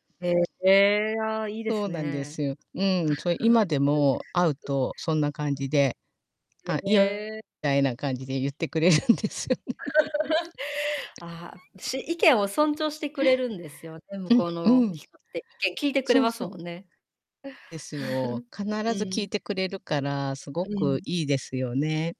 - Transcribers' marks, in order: distorted speech; chuckle; unintelligible speech; laugh; laughing while speaking: "言ってくれるんですよね"; laugh; chuckle
- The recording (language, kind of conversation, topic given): Japanese, unstructured, 友達と初めて会ったときの思い出はありますか？